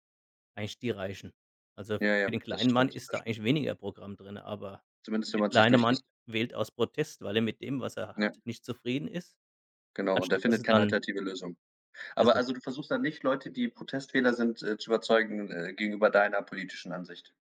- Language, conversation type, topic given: German, unstructured, Wie kann man jemanden überzeugen, der eine andere Meinung hat?
- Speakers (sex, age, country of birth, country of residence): male, 25-29, Germany, Germany; male, 45-49, Germany, Germany
- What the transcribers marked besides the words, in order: none